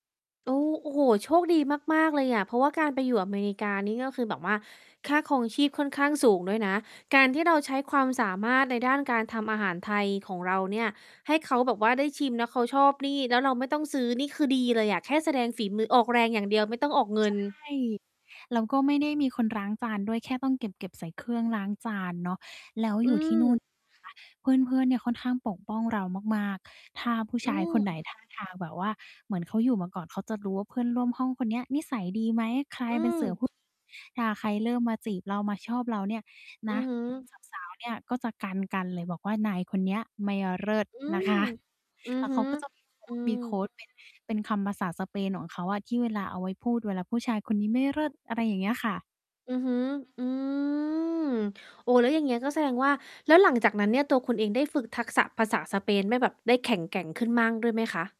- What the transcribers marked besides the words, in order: static; distorted speech; other background noise; drawn out: "อืม"
- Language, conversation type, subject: Thai, podcast, คุณมีวิธีเข้าร่วมกลุ่มใหม่อย่างไรโดยยังคงความเป็นตัวเองไว้ได้?